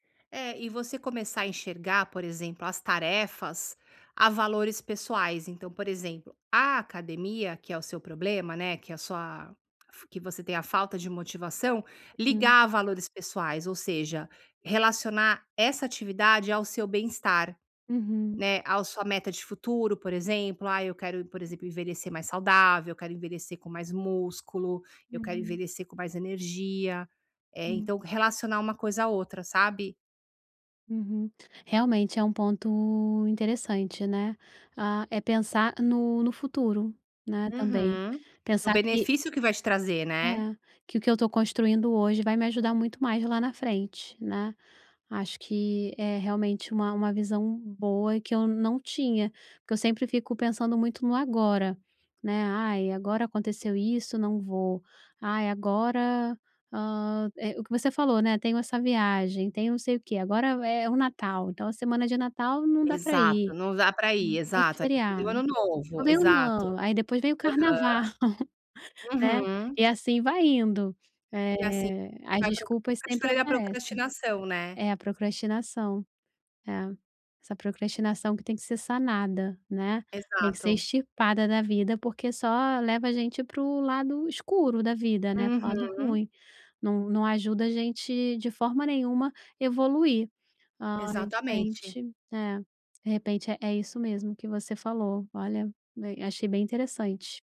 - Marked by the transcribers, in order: unintelligible speech; unintelligible speech; laugh; unintelligible speech
- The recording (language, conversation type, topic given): Portuguese, advice, Como posso manter a consistência quando minha motivação falha?